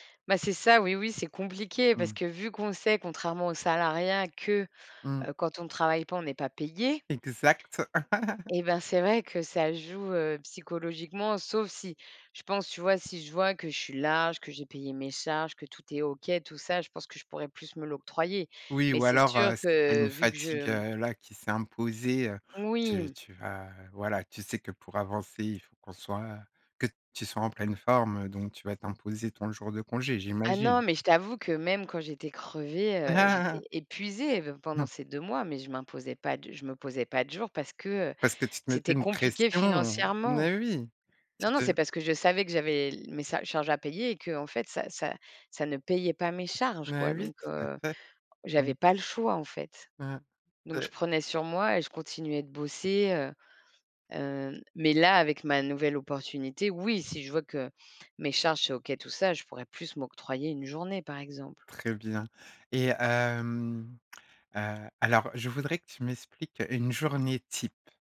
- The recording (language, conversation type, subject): French, podcast, Pourquoi as-tu choisi cet équilibre entre vie professionnelle et vie personnelle ?
- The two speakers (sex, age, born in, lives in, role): female, 40-44, France, France, guest; female, 40-44, France, France, host
- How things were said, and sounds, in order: tapping; chuckle; chuckle; stressed: "pression"; other background noise